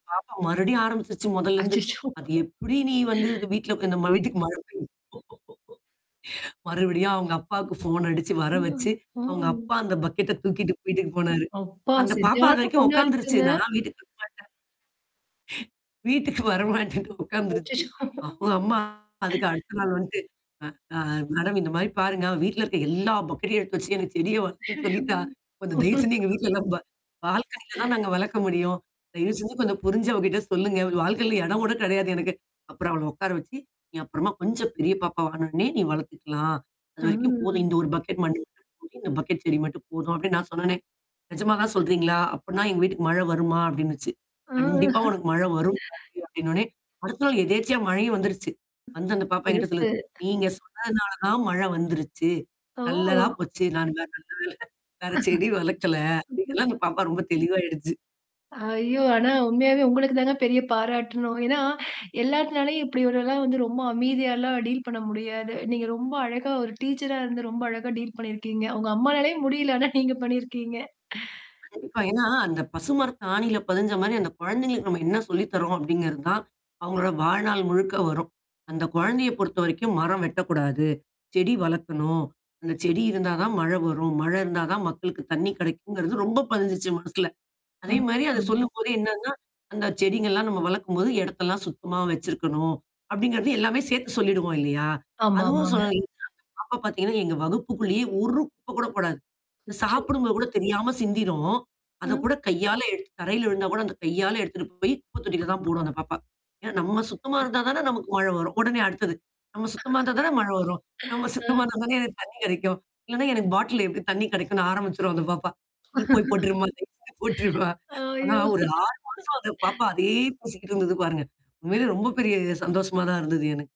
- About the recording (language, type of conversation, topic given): Tamil, podcast, வீட்டில் குழந்தைகளுக்கு பசுமையான பழக்கங்களை நீங்கள் எப்படி கற்றுக்கொடுக்கிறீர்கள்?
- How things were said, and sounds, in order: distorted speech; inhale; laugh; laughing while speaking: "மறுபடியும் அவங்க அப்பாவுக்கு ஃபோன் அடிச்சு … வீட்டுக்கு வரமாட்டேன்னு உட்காந்துருச்சு"; other noise; laugh; drawn out: "ஆ"; laugh; unintelligible speech; laugh; laughing while speaking: "அந்த பாப்பா ரொம்ப தெளிவாயிடுச்சு"; laughing while speaking: "ஐயோ! ஆனா உண்மையாவே உங்களுக்கு தாங்க … ஆனா நீங்க பண்ணியிருக்கீங்க"; in English: "டீல்"; in English: "டீல்"; unintelligible speech; unintelligible speech; laugh; laughing while speaking: "நம்ம சுத்தமா இருந்தா தானே எனக்கு தண்ணீ கெடைக்கும்"; laugh; inhale; laughing while speaking: "ஐயோ!"; unintelligible speech